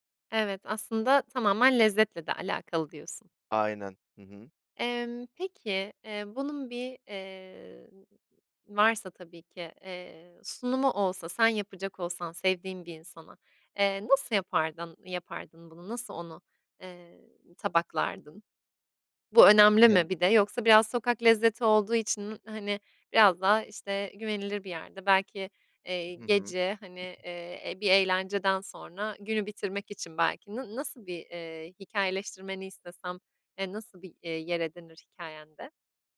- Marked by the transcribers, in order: tapping; unintelligible speech
- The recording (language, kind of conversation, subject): Turkish, podcast, Sokak lezzetleri arasında en sevdiğin hangisiydi ve neden?